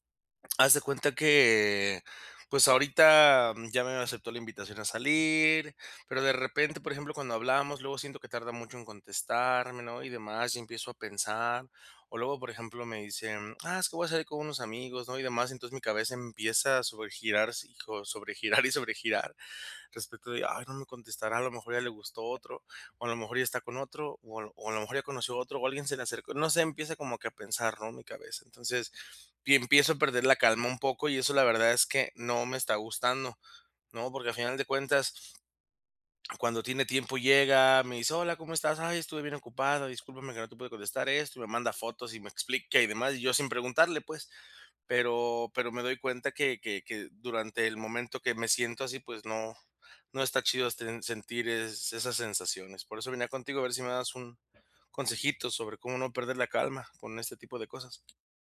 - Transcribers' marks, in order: laughing while speaking: "sobregirar"; other background noise; "este" said as "esten"; tapping
- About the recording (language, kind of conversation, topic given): Spanish, advice, ¿Cómo puedo aceptar la incertidumbre sin perder la calma?